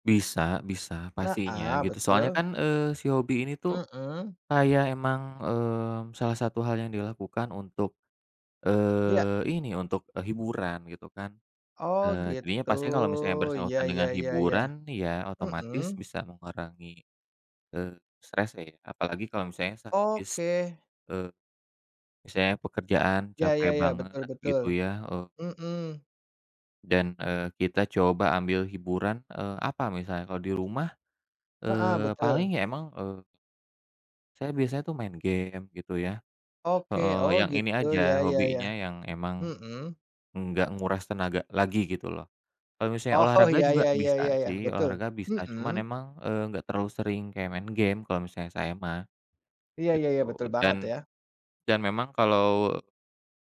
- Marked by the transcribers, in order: tapping
- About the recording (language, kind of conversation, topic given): Indonesian, unstructured, Bagaimana hobimu membantumu melepas stres sehari-hari?